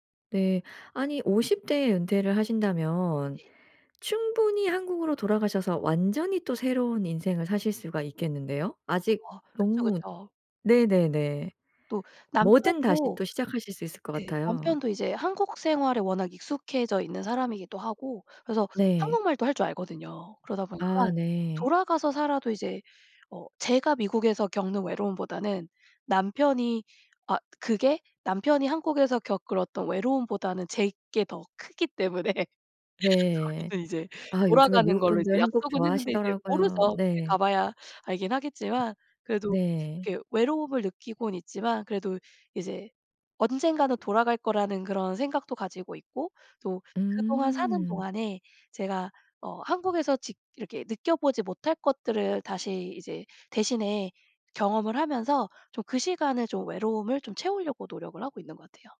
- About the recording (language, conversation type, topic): Korean, podcast, 외로움을 느낄 때 보통 무엇을 하시나요?
- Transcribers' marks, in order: other background noise; tapping; laughing while speaking: "때문에 저희는"